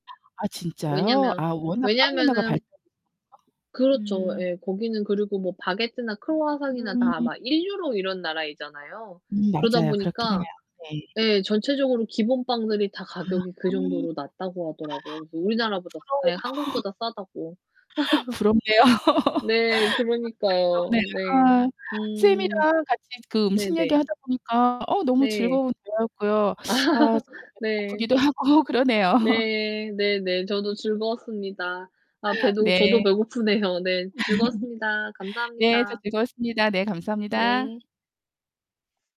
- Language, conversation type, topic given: Korean, unstructured, 당신이 가장 좋아하는 음식은 무엇인가요?
- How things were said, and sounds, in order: other background noise; distorted speech; background speech; unintelligible speech; gasp; tapping; laugh; laugh; laughing while speaking: "하고"; laugh; laugh